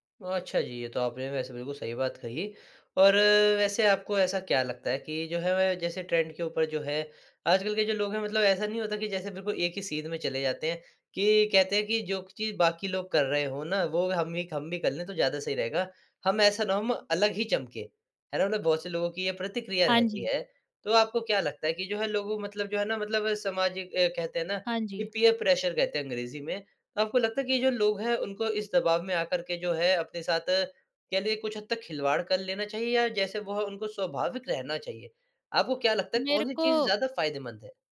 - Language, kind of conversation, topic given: Hindi, podcast, क्या आप चलन के पीछे चलते हैं या अपनी राह चुनते हैं?
- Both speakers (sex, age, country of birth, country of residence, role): female, 20-24, India, India, guest; male, 20-24, India, India, host
- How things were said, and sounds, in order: in English: "ट्रेंड"; in English: "पीयर प्रेशर"